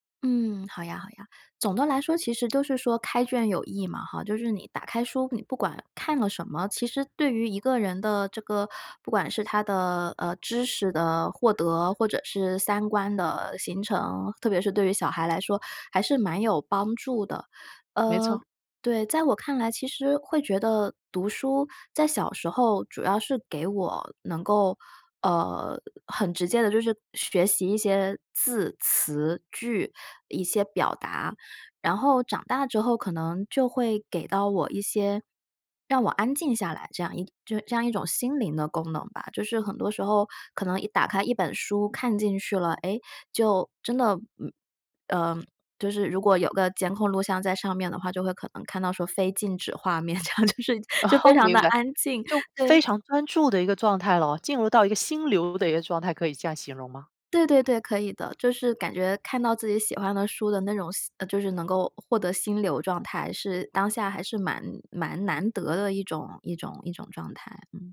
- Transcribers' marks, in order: laughing while speaking: "这样，就是 就非常地安静，对"; laugh
- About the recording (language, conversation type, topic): Chinese, podcast, 有哪些小习惯能带来长期回报？
- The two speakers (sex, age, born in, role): female, 30-34, China, guest; female, 45-49, China, host